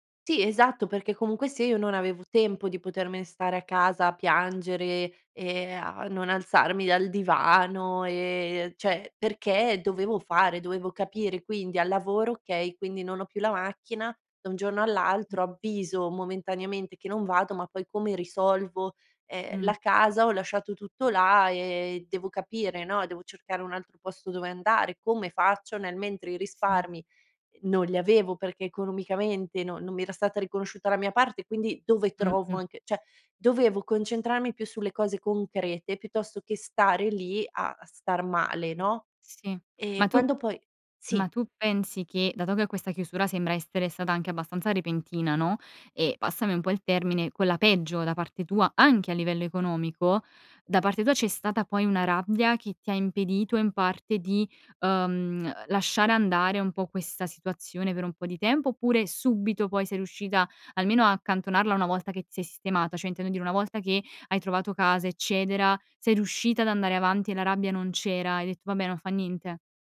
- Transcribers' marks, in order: tapping; other background noise; unintelligible speech; "cioè" said as "ceh"; "eccetera" said as "eccedera"; "riuscita" said as "ruscita"
- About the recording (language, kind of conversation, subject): Italian, podcast, Ricominciare da capo: quando ti è successo e com’è andata?